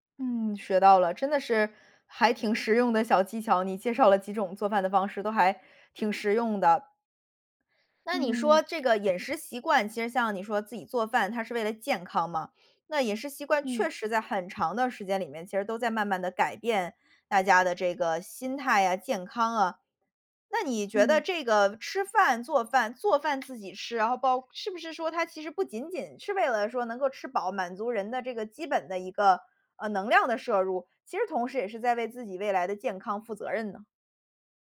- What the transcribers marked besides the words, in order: other background noise
- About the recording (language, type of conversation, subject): Chinese, podcast, 你怎么看外卖和自己做饭的区别？